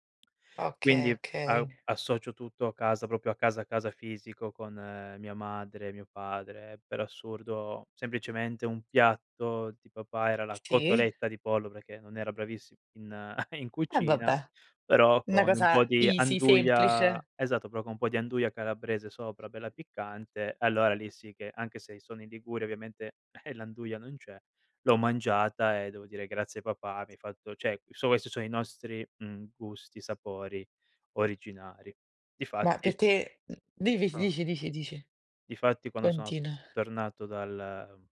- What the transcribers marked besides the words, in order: chuckle; in English: "easy"; chuckle; other background noise; tapping
- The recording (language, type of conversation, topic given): Italian, podcast, Che cosa significa davvero per te “mangiare come a casa”?